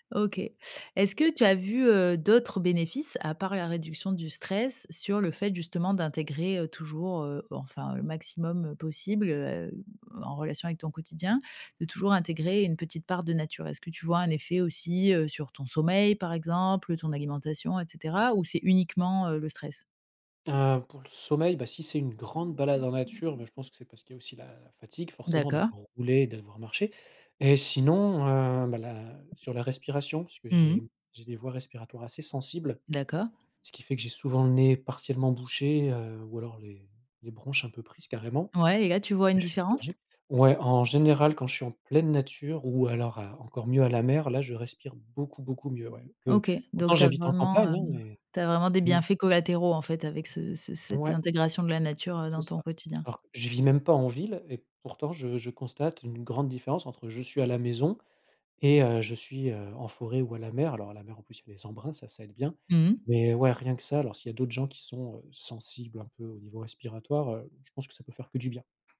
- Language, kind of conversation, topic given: French, podcast, Comment la nature t’aide-t-elle à gérer le stress du quotidien ?
- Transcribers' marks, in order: other background noise; tapping